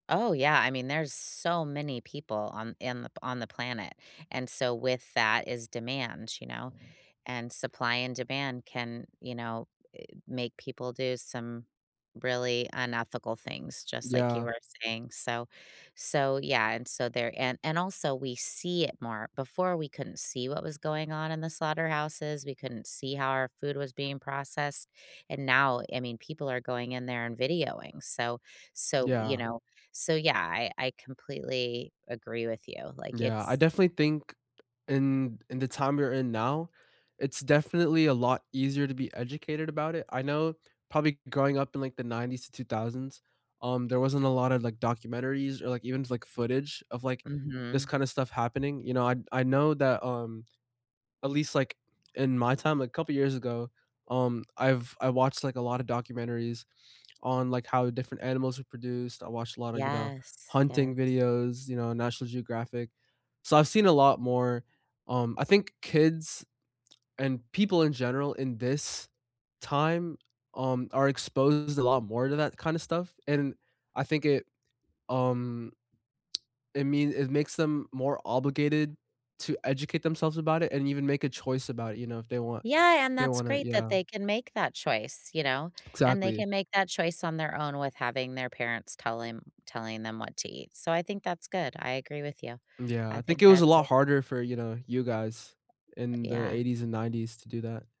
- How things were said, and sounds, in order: tapping; other background noise; lip smack; "telling" said as "tellim"
- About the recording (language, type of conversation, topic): English, unstructured, What is your opinion on eating certain animals as food?
- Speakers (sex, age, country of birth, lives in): female, 45-49, United States, United States; male, 18-19, United States, United States